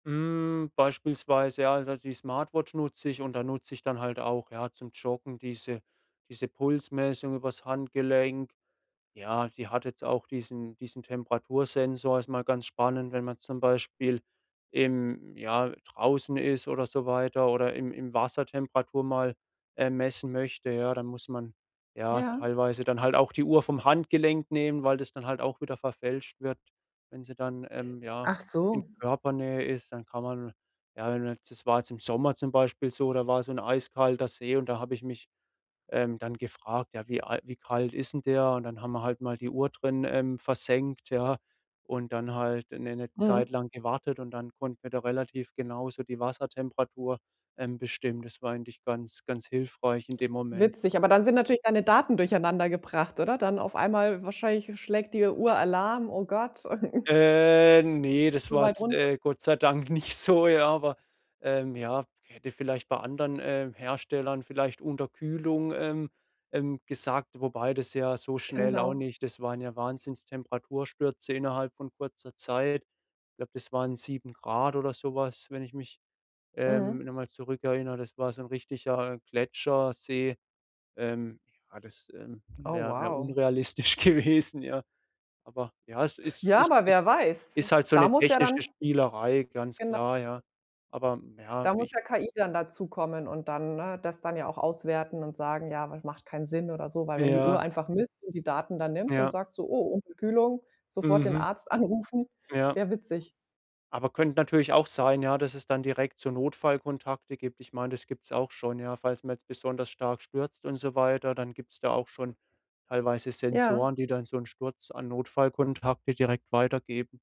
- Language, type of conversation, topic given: German, podcast, Wie wird Technik deiner Meinung nach künftig unsere Gesundheit überwachen?
- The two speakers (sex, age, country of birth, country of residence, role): female, 40-44, Germany, Cyprus, host; male, 25-29, Germany, Germany, guest
- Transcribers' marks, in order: drawn out: "Hm"; other background noise; unintelligible speech; chuckle; drawn out: "Äh"; laughing while speaking: "nicht so"; laughing while speaking: "unrealistisch gewesen"; laughing while speaking: "anrufen"